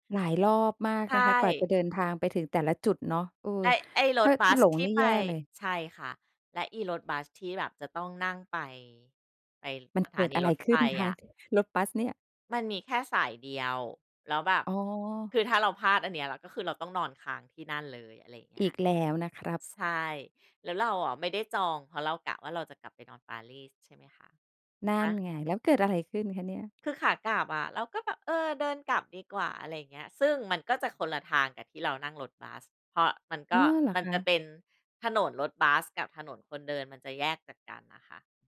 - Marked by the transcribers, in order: tapping
- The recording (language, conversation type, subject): Thai, podcast, ตอนที่หลงทาง คุณรู้สึกกลัวหรือสนุกมากกว่ากัน เพราะอะไร?